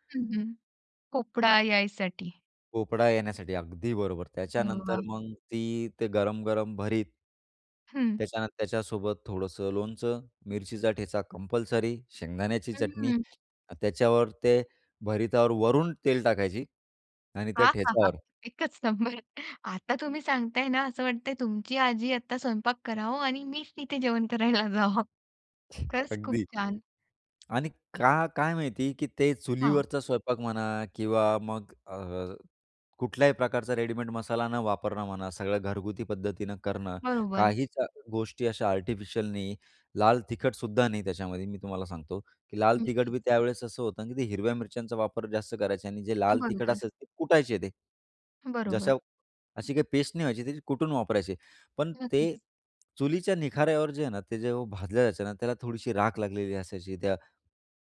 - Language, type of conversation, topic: Marathi, podcast, तुझ्या आजी-आजोबांच्या स्वयंपाकातली सर्वात स्मरणीय गोष्ट कोणती?
- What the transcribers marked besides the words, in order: other background noise; chuckle; laughing while speaking: "एकच नंबर"; tapping